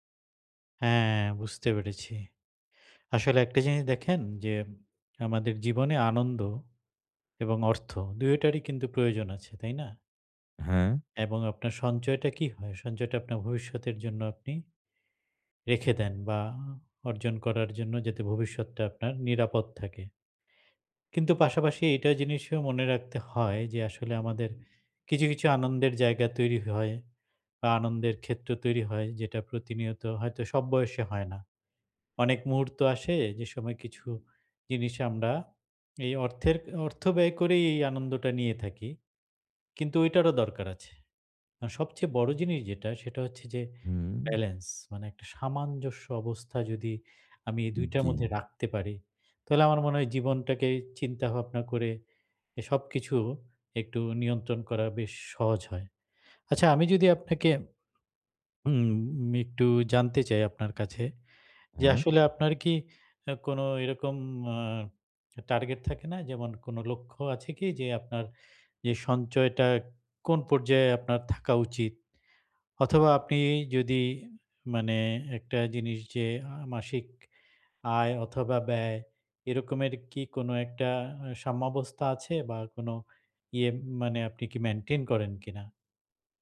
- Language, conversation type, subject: Bengali, advice, স্বল্পমেয়াদী আনন্দ বনাম দীর্ঘমেয়াদি সঞ্চয়
- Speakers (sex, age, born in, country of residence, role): male, 40-44, Bangladesh, Bangladesh, user; male, 45-49, Bangladesh, Bangladesh, advisor
- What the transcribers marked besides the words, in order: tapping; in English: "maintain"